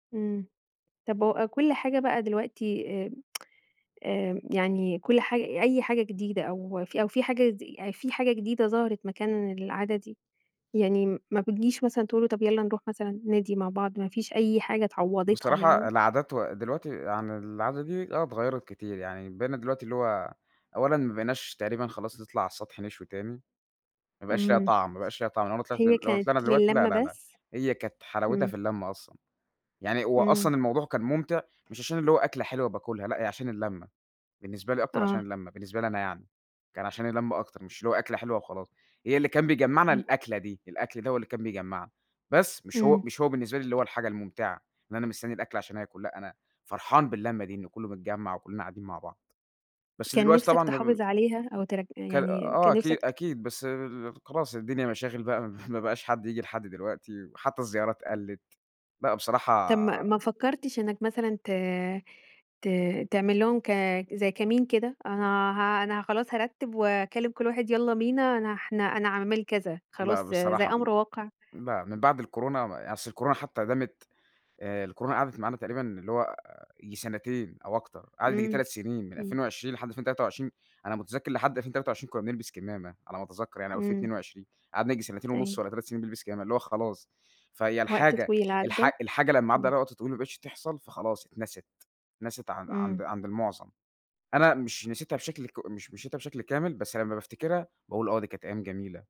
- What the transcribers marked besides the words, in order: tsk; other background noise; tapping; unintelligible speech; chuckle; unintelligible speech; "نسيتها" said as "نشيتها"
- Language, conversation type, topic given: Arabic, podcast, ممكن تحكيلي قصة عن عادة كانت عندكم وابتدت تختفي؟